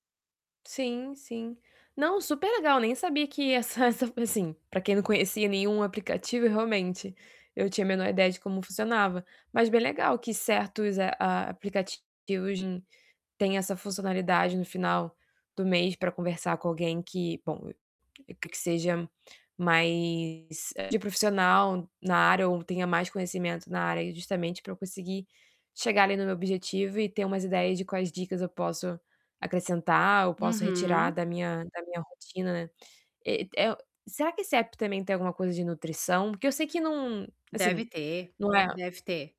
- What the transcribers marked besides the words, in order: distorted speech; tapping; other background noise
- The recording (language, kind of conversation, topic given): Portuguese, advice, Como posso superar a estagnação no meu treino com uma mentalidade e estratégias motivacionais eficazes?